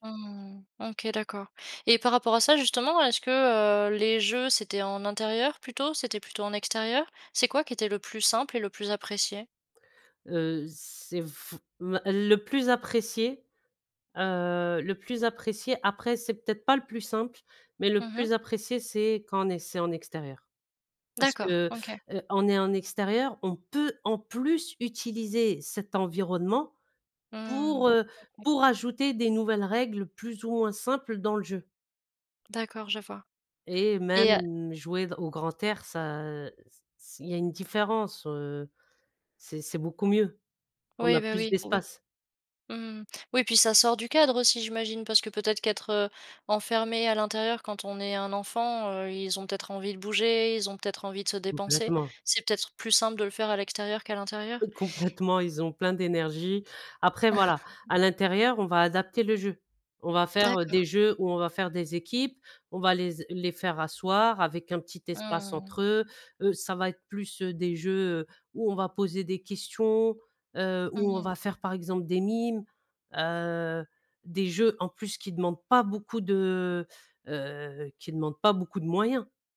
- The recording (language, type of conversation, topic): French, podcast, Comment fais-tu pour inventer des jeux avec peu de moyens ?
- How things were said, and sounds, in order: stressed: "en plus"; other background noise; chuckle